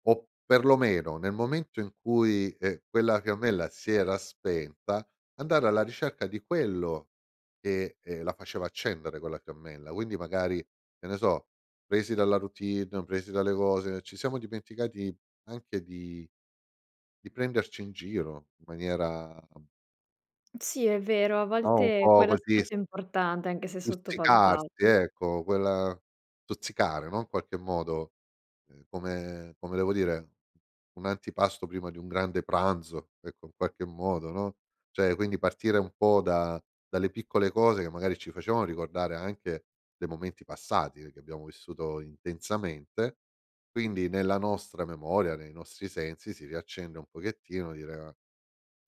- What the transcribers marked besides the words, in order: none
- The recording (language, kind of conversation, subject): Italian, podcast, Come si mantiene la passione nel tempo?